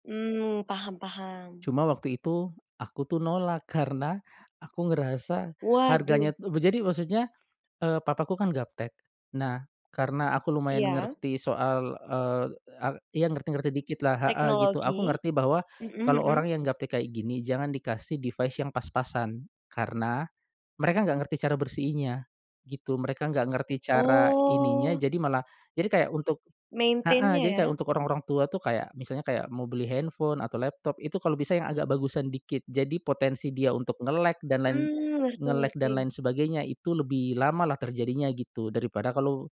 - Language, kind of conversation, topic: Indonesian, podcast, Bagaimana cara mengatakan “tidak” kepada orang tua dengan sopan tetapi tetap tegas?
- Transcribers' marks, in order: other background noise; tapping; in English: "device"; drawn out: "Oh"; in English: "Maintain-nya"; in English: "nge-lag"